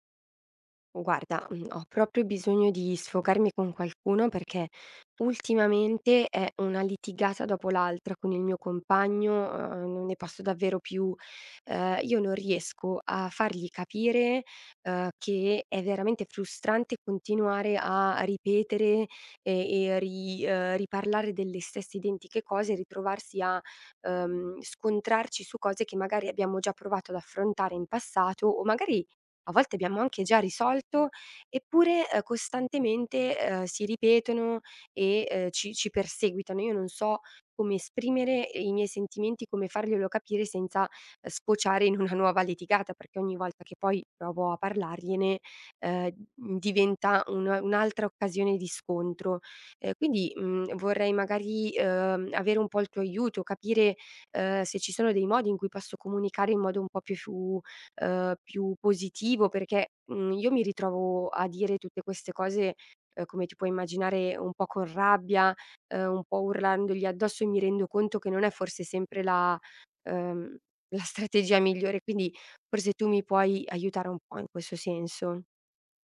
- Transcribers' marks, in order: "proprio" said as "propio"; laughing while speaking: "la strategia"
- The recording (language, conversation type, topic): Italian, advice, Perché io e il mio partner finiamo per litigare sempre per gli stessi motivi e come possiamo interrompere questo schema?